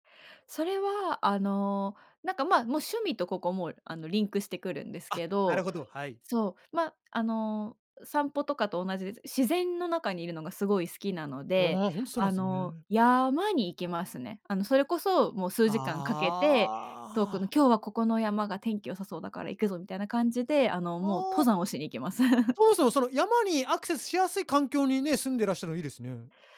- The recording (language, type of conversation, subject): Japanese, podcast, 普段、ストレス解消のために何をしていますか？
- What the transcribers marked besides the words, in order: laugh